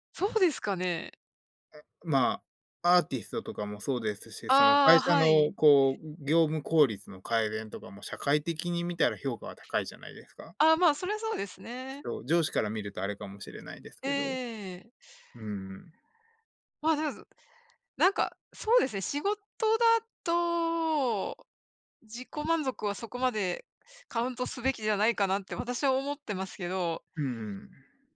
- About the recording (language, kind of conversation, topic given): Japanese, unstructured, 自己満足と他者からの評価のどちらを重視すべきだと思いますか？
- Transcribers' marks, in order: none